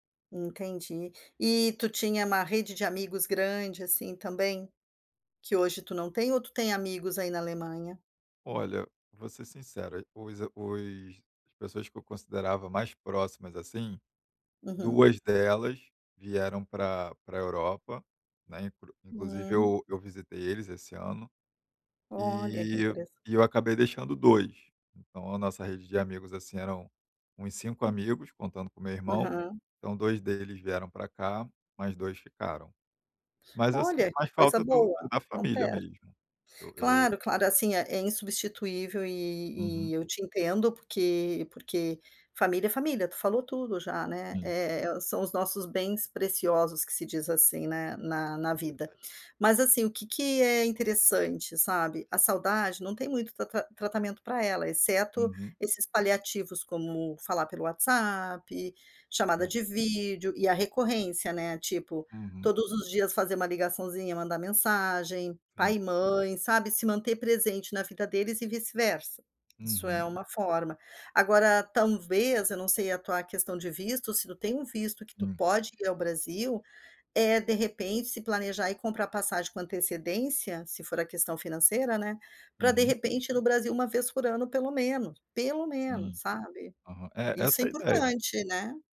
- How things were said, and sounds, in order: tapping; "talvez" said as "tanvez"
- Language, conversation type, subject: Portuguese, advice, Como lidar com a saudade intensa de família e amigos depois de se mudar de cidade ou de país?